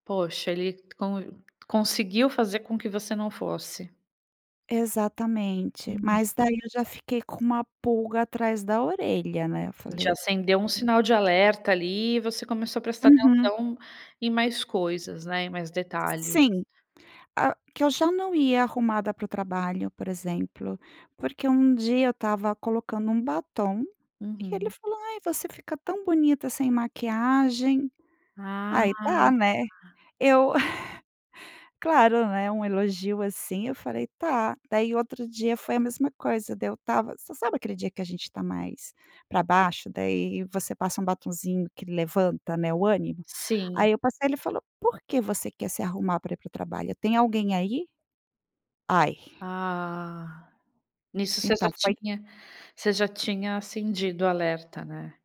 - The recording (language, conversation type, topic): Portuguese, advice, Como você está lidando com o fim de um relacionamento de longo prazo?
- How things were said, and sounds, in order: tapping; giggle